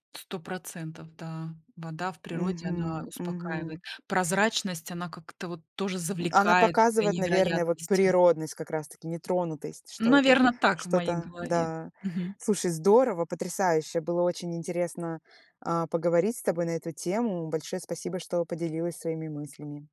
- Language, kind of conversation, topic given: Russian, podcast, Какое природное место дарило вам особый покой?
- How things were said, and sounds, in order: other background noise